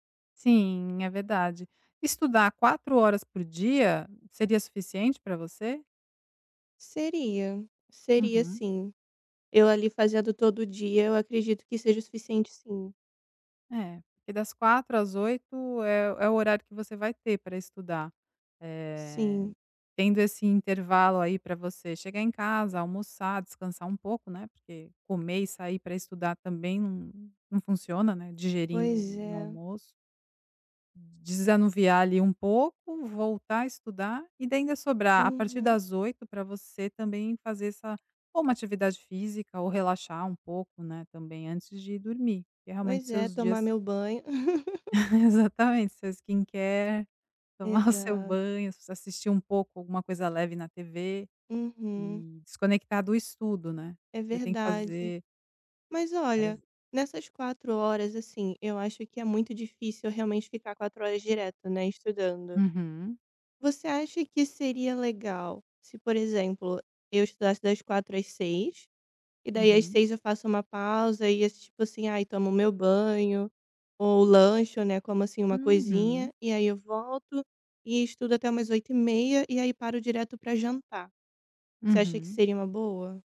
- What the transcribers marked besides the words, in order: tapping; other background noise; chuckle; in English: "Skin Care"; laughing while speaking: "tomar o seu banho"
- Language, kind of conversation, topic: Portuguese, advice, Como posso manter uma rotina diária de trabalho ou estudo, mesmo quando tenho dificuldade?